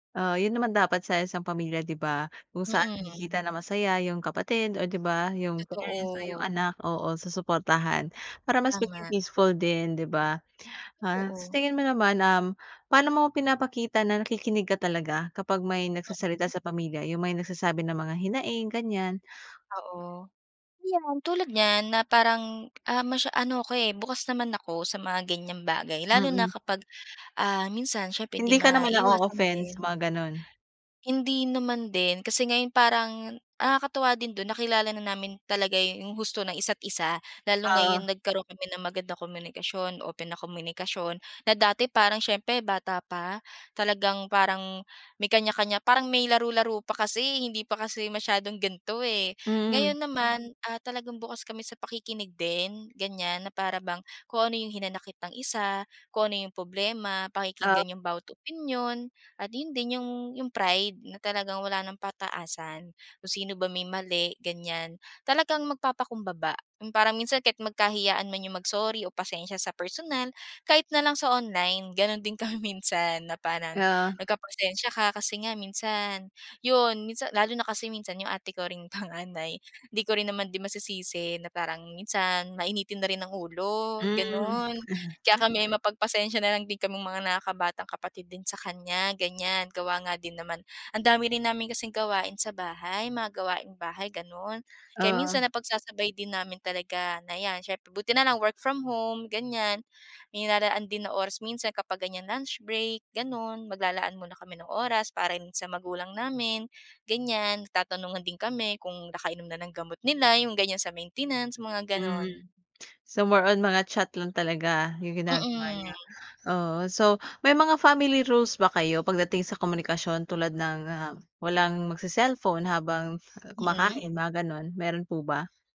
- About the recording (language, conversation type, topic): Filipino, podcast, Paano mo pinananatili ang maayos na komunikasyon sa pamilya?
- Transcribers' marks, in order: gasp; other background noise; in English: "na-o-offend"; "problema" said as "poblema"; laughing while speaking: "kami"; laughing while speaking: "panganay"; chuckle; in English: "work from home"; in English: "So, more on"